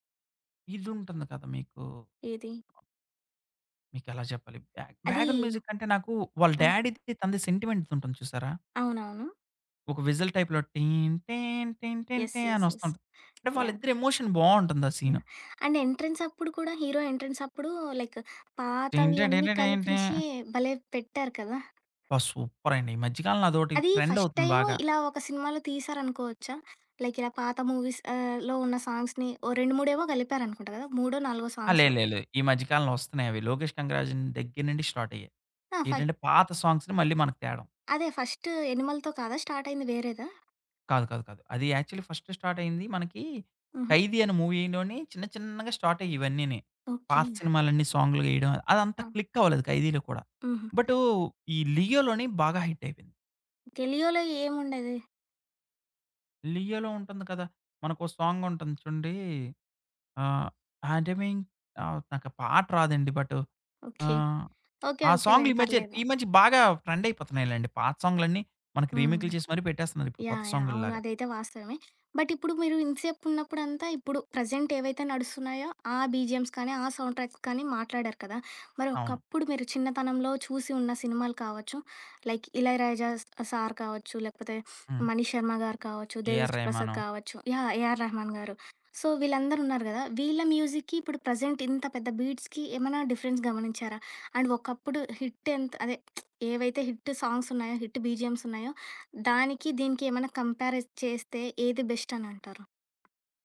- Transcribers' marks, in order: tapping; other background noise; in English: "బ్యా బ్యాక్‌గ్రౌండ్ మ్యూజిక్"; in English: "డ్యాడీది"; in English: "సెంటిమెంట్‌ది"; in English: "విజిల్ టైప్‌లో"; humming a tune; in English: "యెస్. యెస్. యెస్"; in English: "ఎమోషన్"; in English: "అండ్ ఎంట్రెన్స్"; in English: "హీరో ఎంట్రెన్స్"; humming a tune; in English: "లైక్"; in English: "సూపర్"; in English: "ట్రెండ్"; in English: "ఫస్ట్"; in English: "లైక్"; in English: "మూవీస్"; in English: "సాంగ్స్‌ని"; in English: "స్టార్ట్"; in English: "సాంగ్స్‌ని"; in English: "ఫస్ట్"; in English: "స్టార్ట్‌తో"; in English: "యాక్చువల్లీ ఫస్ట్ స్టార్ట్"; in English: "మూవీలోని"; in English: "స్టార్ట్"; in English: "సాంగ్‍లో"; in English: "క్లిక్"; in English: "హిట్"; singing: "హేండ మింగ్"; in English: "బట్"; in English: "ప్రెజెంట్"; in English: "బీజిఎమ్స్"; in English: "సౌండ్ ట్రాక్స్"; in English: "లైక్"; in English: "సో"; in English: "ప్రెజెంట్"; in English: "బీట్స్‌కి"; in English: "డిఫరెన్స్"; in English: "అండ్"; in English: "హిట్"; lip smack; in English: "హిట్ సాంగ్స్"; in English: "హిట్ బీజీఎమ్స్"; in English: "కంపేరైజ్"
- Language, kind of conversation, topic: Telugu, podcast, సౌండ్‌ట్రాక్ ఒక సినిమాకు ఎంత ప్రభావం చూపుతుంది?